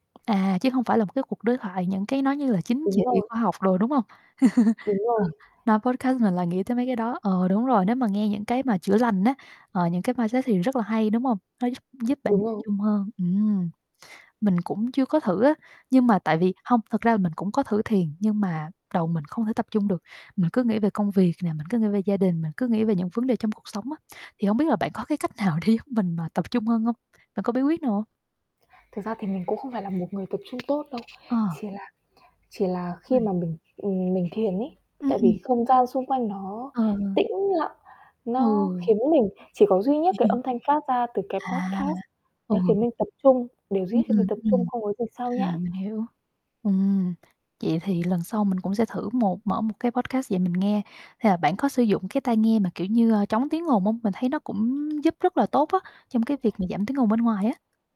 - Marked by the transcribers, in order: tapping; chuckle; in English: "podcast"; in English: "mindset"; distorted speech; laughing while speaking: "nào để"; other background noise; chuckle; in English: "podcast"; in English: "podcast"
- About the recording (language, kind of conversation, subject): Vietnamese, unstructured, Bạn thường làm gì khi cảm thấy căng thẳng?